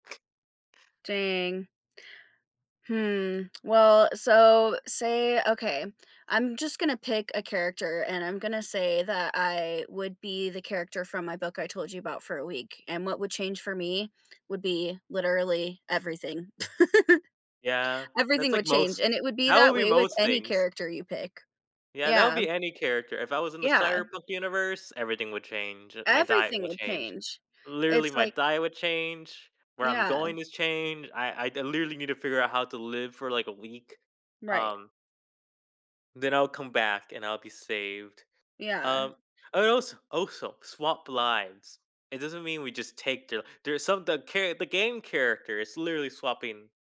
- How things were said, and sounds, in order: other background noise; laugh
- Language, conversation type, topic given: English, unstructured, How do you think stepping into a fictional character's world would change your outlook on life?